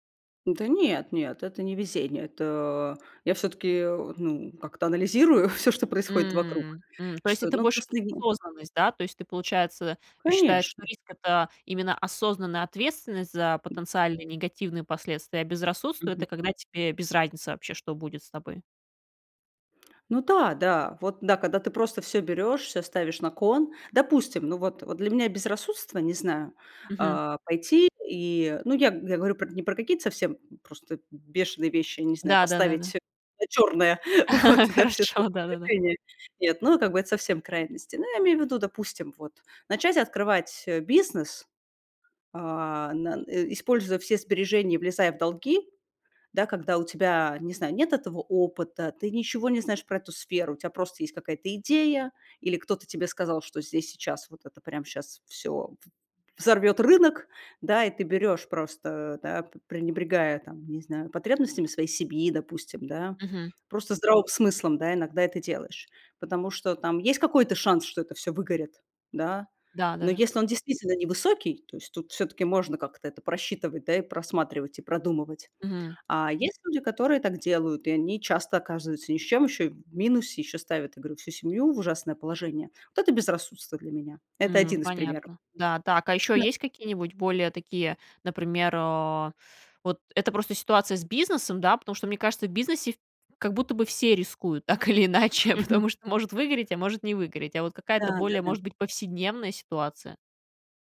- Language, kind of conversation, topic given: Russian, podcast, Как ты отличаешь риск от безрассудства?
- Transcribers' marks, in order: laughing while speaking: "всё"; drawn out: "М"; unintelligible speech; other background noise; other noise; laughing while speaking: "вот"; chuckle; laughing while speaking: "так или иначе"